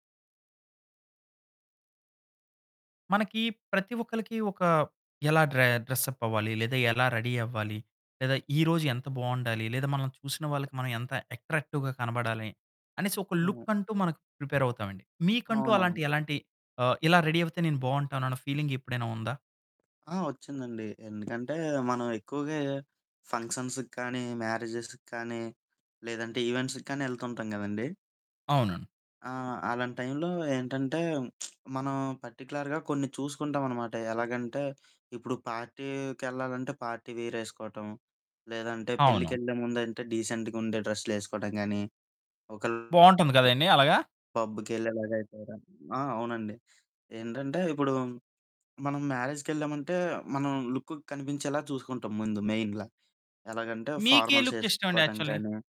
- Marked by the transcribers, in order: static; in English: "డ్రె డ్రెస్ అప్"; in English: "రెడీ"; in English: "అట్రాక్టివ్‌గా"; other background noise; in English: "లుక్"; in English: "ప్రిపేర్"; in English: "రెడీ"; in English: "ఫీలింగ్"; in English: "ఫంక్షన్స్‌కి"; in English: "మ్యారేజెస్‌కి"; in English: "ఈవెంట్స్‌కి"; lip smack; in English: "పర్టిక్యులర్‌గా"; in English: "పార్టీకెళ్ళాలంటే పార్టీ వేర్"; in English: "డీసెంట్‌గా"; distorted speech; in English: "మ్యారేజ్‌కెళ్ళామంటే"; in English: "లుక్"; in English: "మెయిన్‌గా"; in English: "ఫార్మల్స్"; in English: "లుక్"; in English: "యాక్చువల్లి?"
- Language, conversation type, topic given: Telugu, podcast, మీకు మీకంటూ ఒక ప్రత్యేక శైలి (సిగ్నేచర్ లుక్) ఏర్పరుచుకోవాలనుకుంటే, మీరు ఎలా మొదలు పెడతారు?